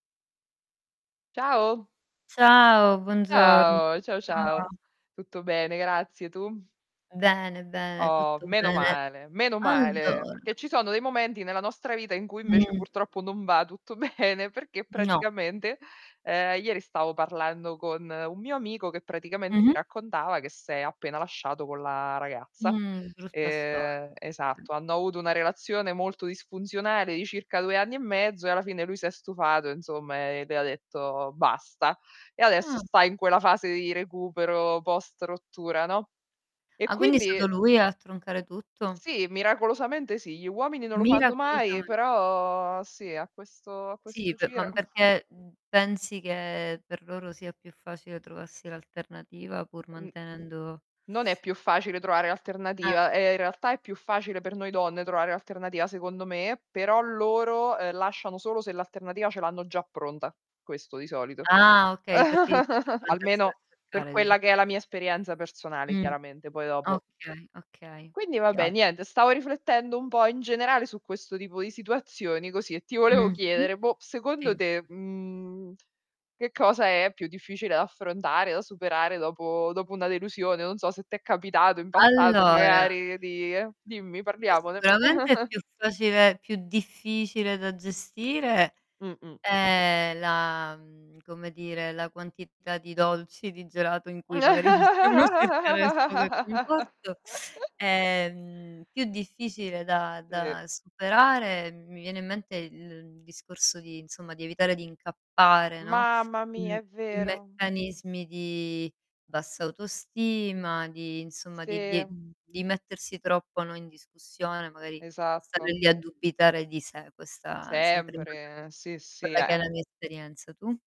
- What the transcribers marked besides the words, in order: static; distorted speech; stressed: "meno male"; laughing while speaking: "bene"; drawn out: "Ehm"; drawn out: "però"; other background noise; other noise; giggle; drawn out: "mhmm"; tapping; giggle; laugh; laughing while speaking: "possiamo cercare conforto"; unintelligible speech; drawn out: "Ehm"
- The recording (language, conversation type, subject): Italian, unstructured, Qual è la cosa più difficile da superare dopo una delusione amorosa?